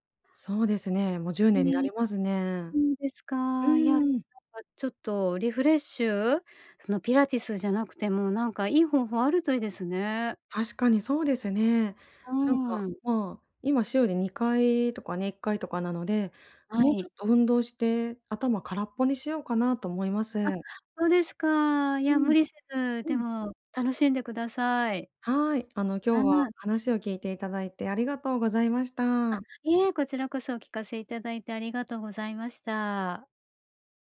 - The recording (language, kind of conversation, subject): Japanese, advice, どうすればエネルギーとやる気を取り戻せますか？
- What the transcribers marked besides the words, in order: none